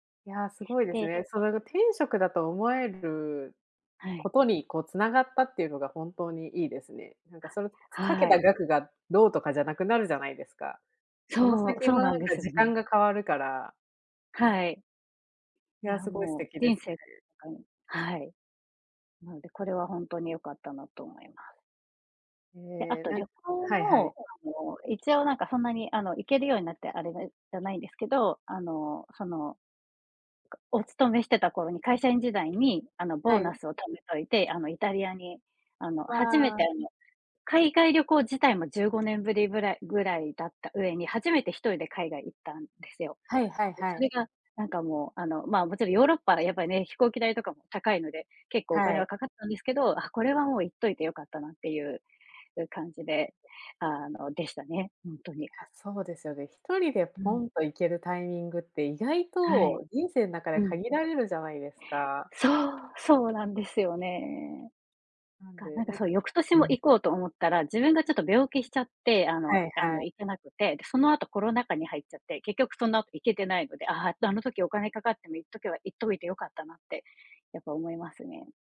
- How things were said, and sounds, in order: other noise; other background noise
- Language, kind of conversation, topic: Japanese, unstructured, お金の使い方で大切にしていることは何ですか？